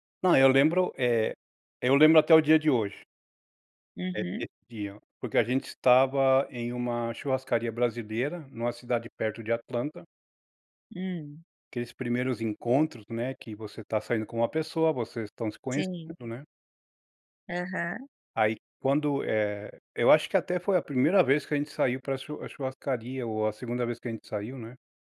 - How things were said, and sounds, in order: unintelligible speech
- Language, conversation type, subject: Portuguese, podcast, Qual pequena mudança teve grande impacto na sua saúde?